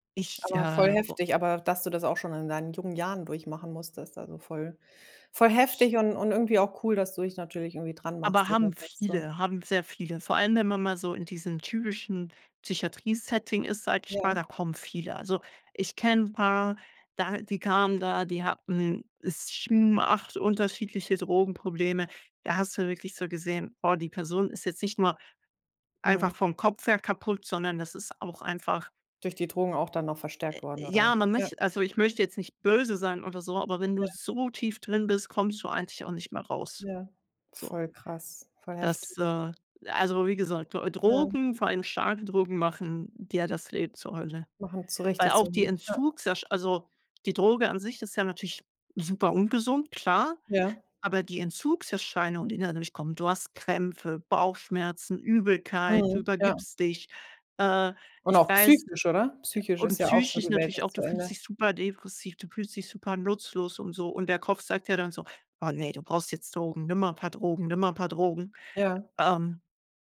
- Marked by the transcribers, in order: other background noise
- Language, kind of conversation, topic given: German, unstructured, Was hilft dir, wenn du traurig bist?